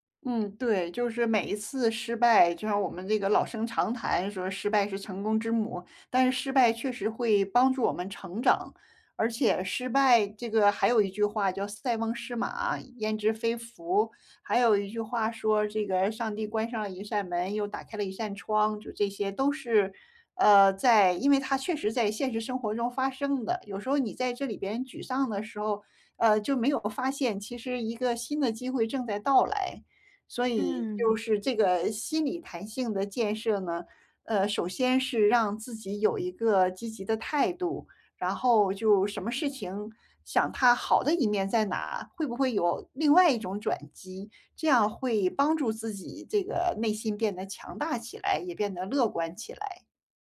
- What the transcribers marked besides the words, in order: tapping
- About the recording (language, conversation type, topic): Chinese, advice, 我怎样在变化和不确定中建立心理弹性并更好地适应？